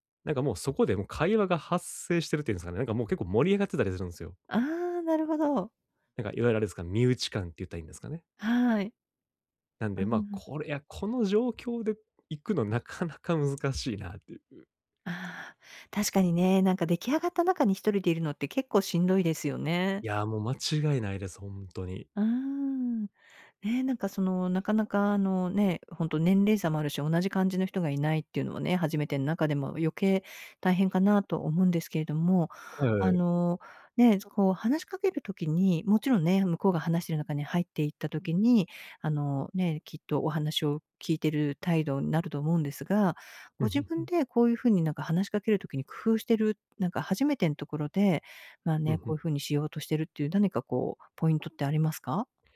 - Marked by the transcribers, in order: none
- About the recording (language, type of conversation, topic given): Japanese, advice, 集まりでいつも孤立してしまうのですが、どうすれば自然に交流できますか？